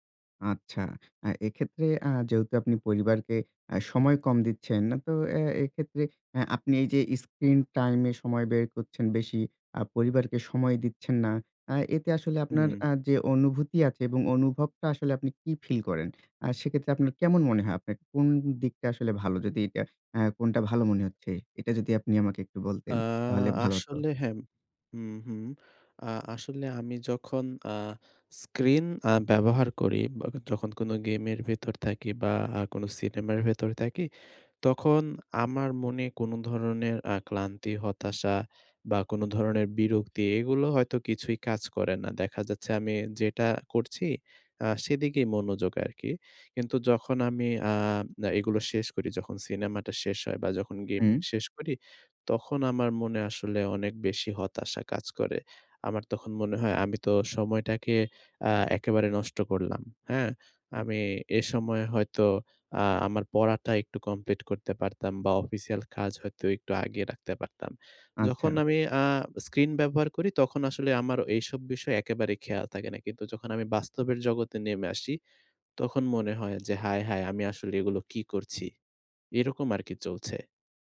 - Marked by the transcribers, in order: tapping; horn
- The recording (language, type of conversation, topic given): Bengali, advice, আমি কীভাবে ট্রিগার শনাক্ত করে সেগুলো বদলে ক্ষতিকর অভ্যাস বন্ধ রাখতে পারি?